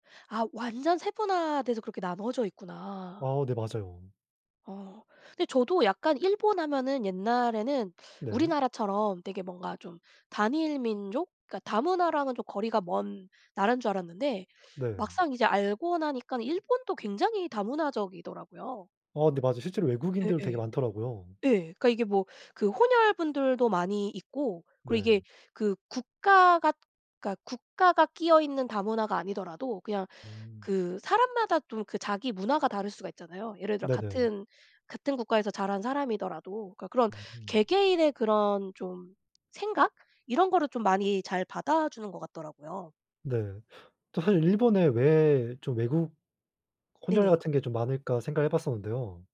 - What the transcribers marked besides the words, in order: tapping; other background noise
- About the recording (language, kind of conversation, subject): Korean, unstructured, 다양한 문화가 공존하는 사회에서 가장 큰 도전은 무엇일까요?